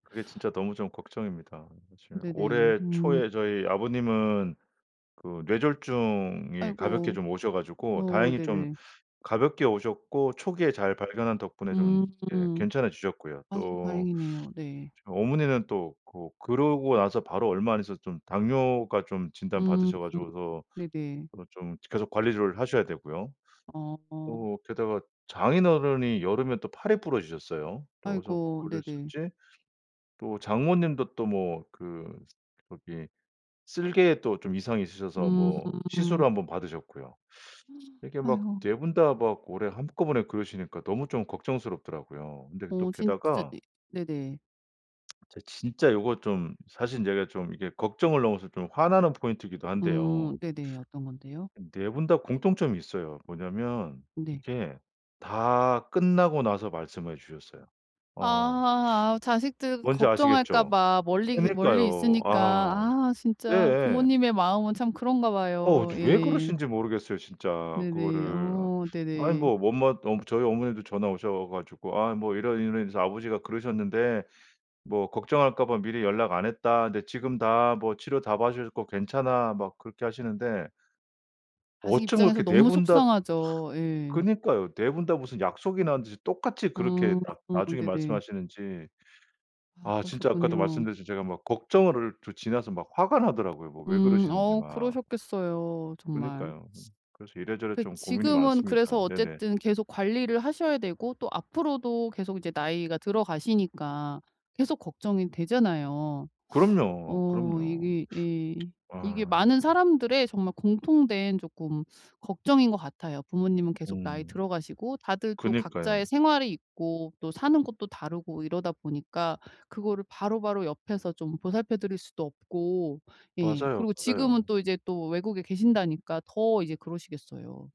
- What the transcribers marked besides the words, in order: other background noise; tapping; gasp; other noise; tsk
- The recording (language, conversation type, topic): Korean, advice, 부모님의 건강이 악화되면서 돌봄 책임이 어떻게 될지 불확실한데, 어떻게 대비해야 할까요?